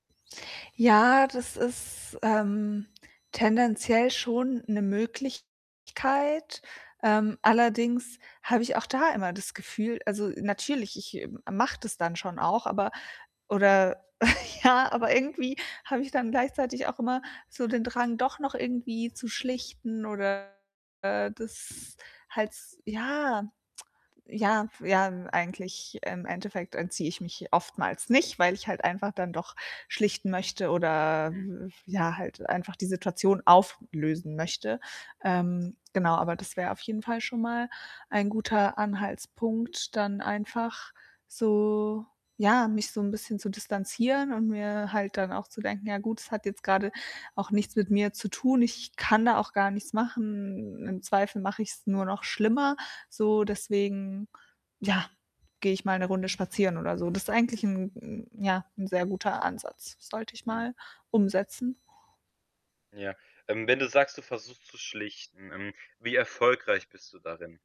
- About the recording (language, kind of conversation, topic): German, advice, Wie gehe ich mit Konflikten und enttäuschten Erwartungen bei Feiern um?
- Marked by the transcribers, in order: mechanical hum; distorted speech; other background noise; snort; laughing while speaking: "ja"; tsk